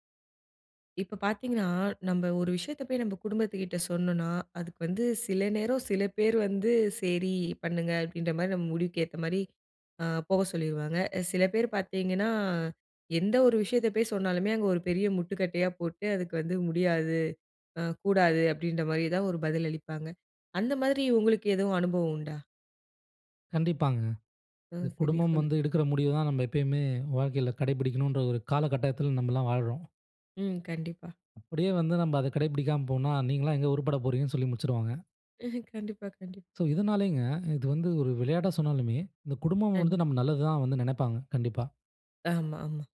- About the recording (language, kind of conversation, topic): Tamil, podcast, குடும்பம் உங்கள் முடிவுக்கு எப்படி பதிலளித்தது?
- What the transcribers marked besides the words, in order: chuckle